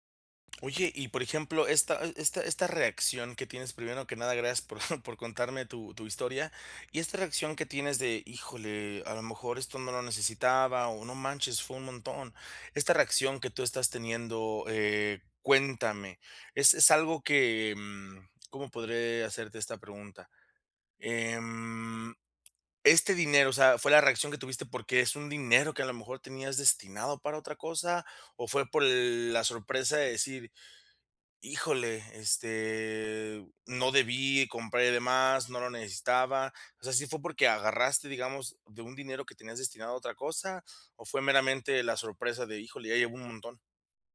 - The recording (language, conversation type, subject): Spanish, advice, ¿Cómo puedo comprar sin caer en compras impulsivas?
- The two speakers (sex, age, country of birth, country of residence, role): female, 30-34, Mexico, United States, user; male, 35-39, Mexico, Mexico, advisor
- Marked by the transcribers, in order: chuckle